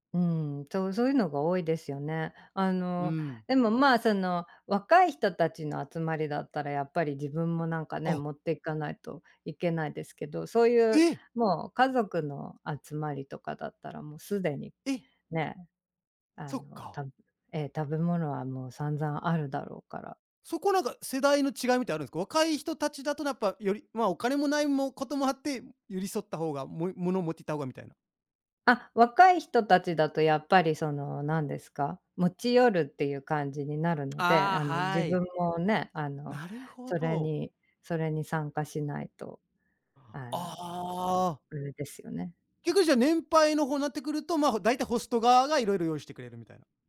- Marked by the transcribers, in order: surprised: "え！"; other noise; unintelligible speech
- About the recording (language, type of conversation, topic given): Japanese, podcast, 現地の家庭に呼ばれた経験はどんなものでしたか？